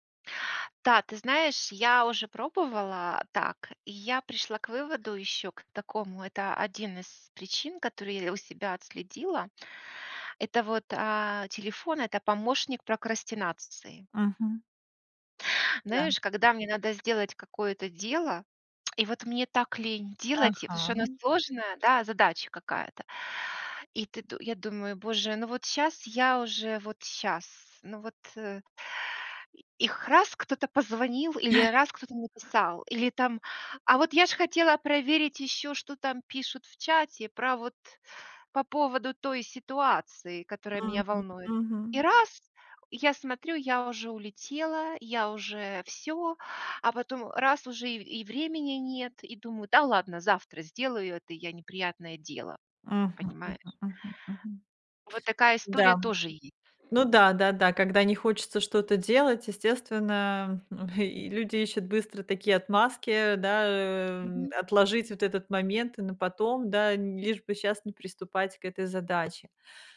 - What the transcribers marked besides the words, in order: chuckle; tapping; other background noise
- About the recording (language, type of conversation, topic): Russian, advice, Как перестать проверять телефон по несколько раз в час?